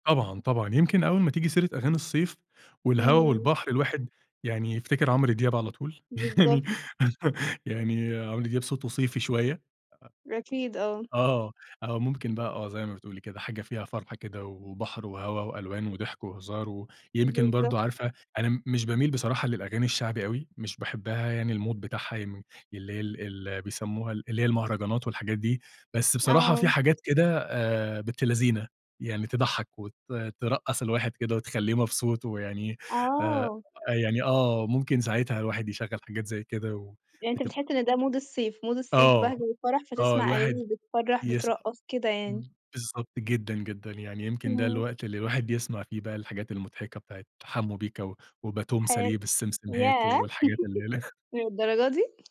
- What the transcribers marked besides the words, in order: tapping; chuckle; other noise; in English: "الMood"; in English: "Mood"; in English: "Mood"; "وباتون" said as "وباتوم"; chuckle
- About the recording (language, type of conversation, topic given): Arabic, podcast, إزاي بتختار الأغاني لبلاي ليست مشتركة؟